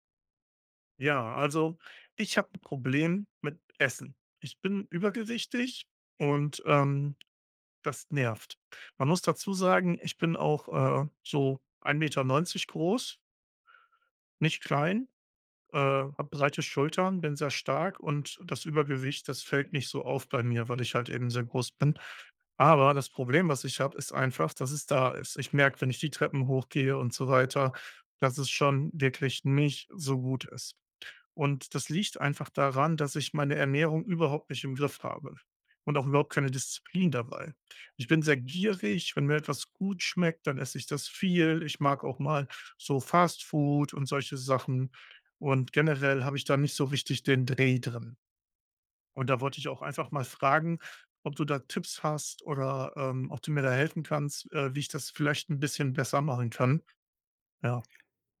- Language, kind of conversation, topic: German, advice, Wie würdest du deine Essgewohnheiten beschreiben, wenn du unregelmäßig isst und häufig zu viel oder zu wenig Nahrung zu dir nimmst?
- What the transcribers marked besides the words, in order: stressed: "Aber"; stressed: "nicht"; stressed: "überhaupt"; drawn out: "Food"